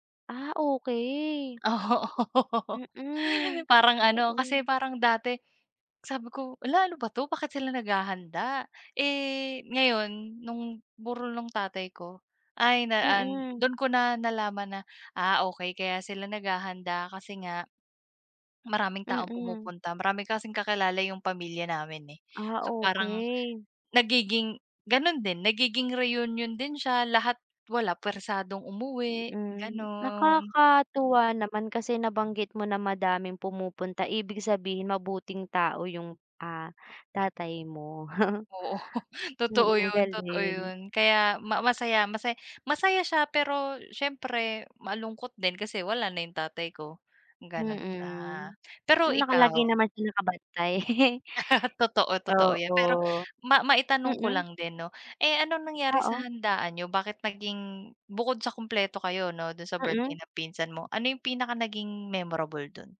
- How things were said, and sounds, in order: laughing while speaking: "Oo"; laughing while speaking: "Oo"; chuckle; chuckle; laugh
- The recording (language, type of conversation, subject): Filipino, unstructured, Ano ang pinakaalaala mong handaan?